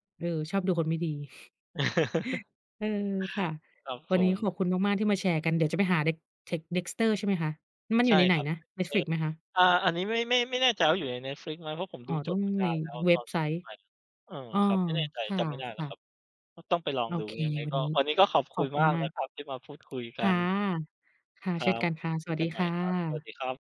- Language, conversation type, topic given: Thai, unstructured, คุณชอบดูหนังแนวไหน และทำไมถึงชอบแนวนั้น?
- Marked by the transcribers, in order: chuckle; unintelligible speech; tapping; other background noise